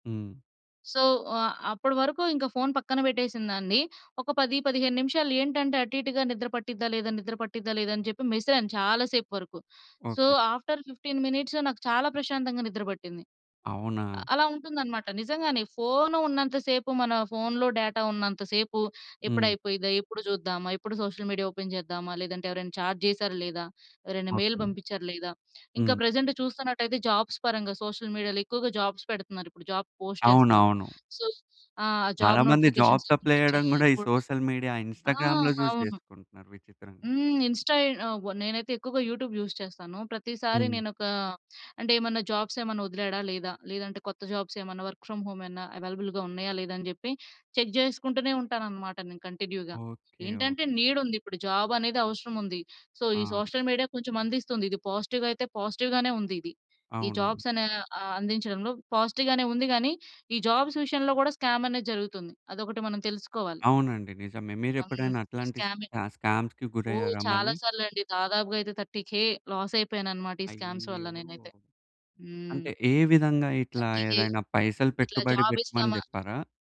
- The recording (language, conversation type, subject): Telugu, podcast, సోషల్ మీడియా వాడకాన్ని తగ్గించిన తర్వాత మీ నిద్రలో ఎలాంటి మార్పులు గమనించారు?
- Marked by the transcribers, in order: in English: "సో"; in English: "సో, ఆఫ్టర్ ఫిఫ్టీన్ మినిట్స్"; in English: "డేటా"; in English: "సోషల్ మీడియా ఓపెన్"; in English: "చాట్"; in English: "మెయిల్"; in English: "ప్రెజెంట్"; in English: "జాబ్స్"; in English: "సోషల్ మీడియాలో"; in English: "జాబ్స్"; in English: "జాబ్స్ పోస్ట్"; in English: "జాబ్స్ అప్లై"; in English: "సో"; in English: "సోషల్ మీడియా, ఇన్స్‌స్టా‌గ్రామ్‌లో"; in English: "జాబ్ నోటిఫికేషన్స్"; unintelligible speech; in English: "ఇన్‌స్టా"; in English: "యూట్యూబ్ యూజ్"; in English: "జాబ్స్"; in English: "జాబ్స్"; in English: "వర్క్ ఫ్రామ్ హోమ్"; in English: "అవైలబుల్‌గా"; in English: "చెక్"; in English: "కంటిన్యూ‌గా"; in English: "నీడ్"; other background noise; in English: "జాబ్"; in English: "సో"; in English: "సోషల్ మీడియా"; in English: "పాజిటివ్‌గానే"; in English: "జాబ్స్"; in English: "పాజిటివ్‌గానే"; in English: "జాబ్స్"; in English: "స్కామ్"; in English: "స్కా స్కామ్స్‌కి"; in English: "థర్టీ కే లాస్"; in English: "స్కామ్స్"; in English: "థర్టీ కే"; in English: "జాబ్"